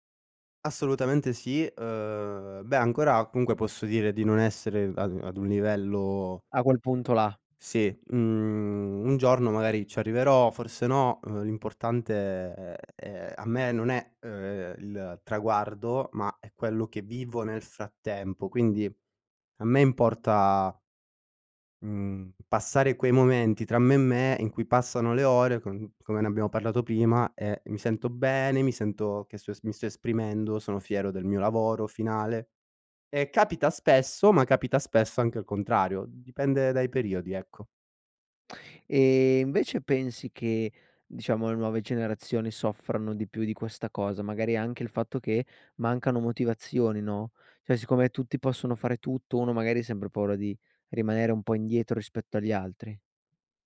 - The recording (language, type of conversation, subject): Italian, podcast, Quando perdi la motivazione, cosa fai per ripartire?
- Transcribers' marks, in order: "cioè" said as "ceh"